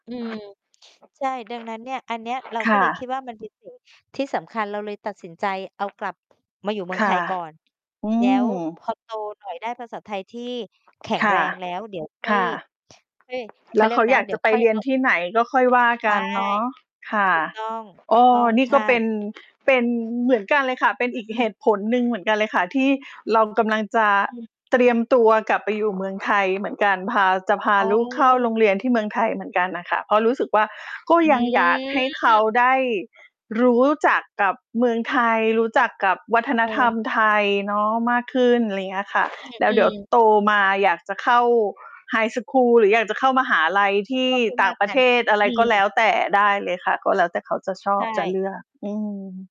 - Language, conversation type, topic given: Thai, unstructured, งานประเพณีที่คุณชอบที่สุดคืองานอะไร และเพราะอะไร?
- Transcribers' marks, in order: distorted speech; other background noise; wind; mechanical hum